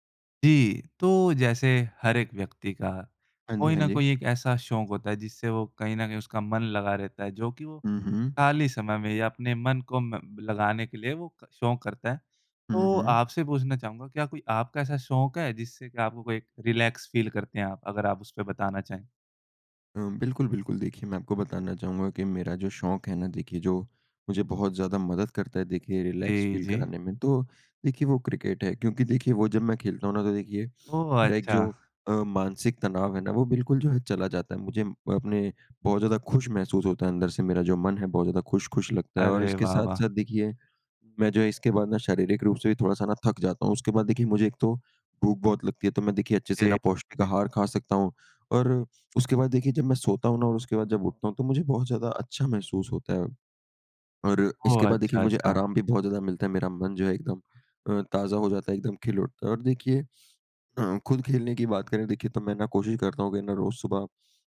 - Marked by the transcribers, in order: tapping; in English: "रिलैक्स फ़ील"; in English: "रिलैक्स फ़ील"
- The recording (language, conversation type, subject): Hindi, podcast, कौन सा शौक आपको सबसे ज़्यादा सुकून देता है?